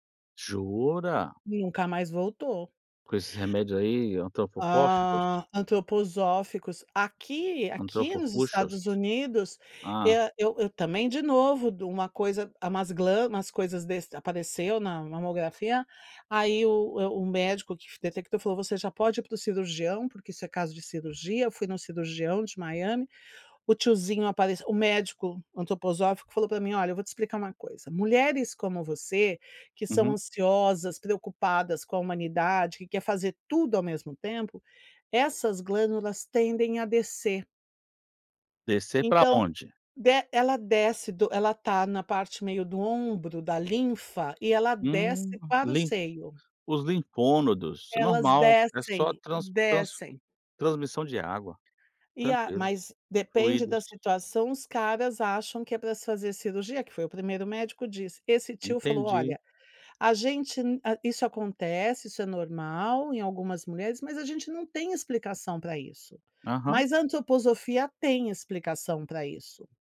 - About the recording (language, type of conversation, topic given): Portuguese, advice, Quais tarefas você está tentando fazer ao mesmo tempo e que estão impedindo você de concluir seus trabalhos?
- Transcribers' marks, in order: tapping; other background noise